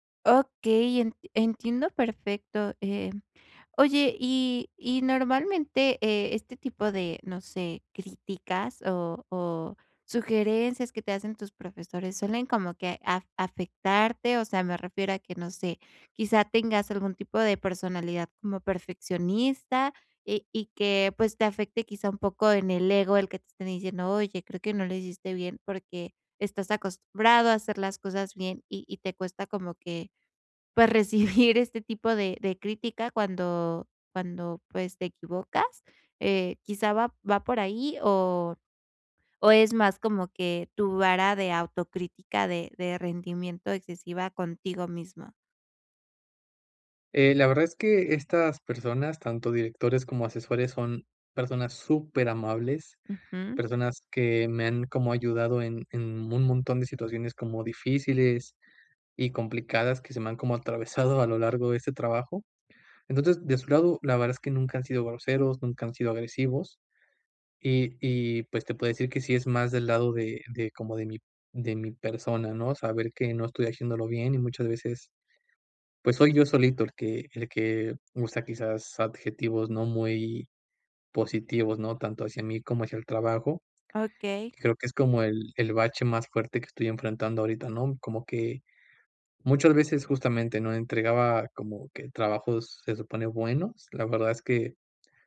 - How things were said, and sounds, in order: laughing while speaking: "recibir"
- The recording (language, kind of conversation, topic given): Spanish, advice, ¿Cómo puedo dejar de castigarme tanto por mis errores y evitar que la autocrítica frene mi progreso?